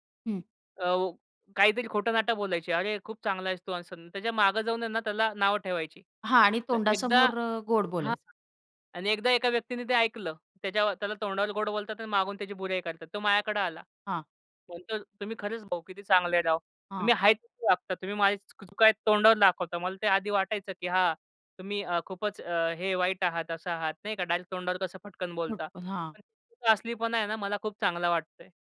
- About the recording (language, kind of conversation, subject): Marathi, podcast, तुमच्यासाठी अस्सल दिसणे म्हणजे काय?
- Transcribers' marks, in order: other background noise; tapping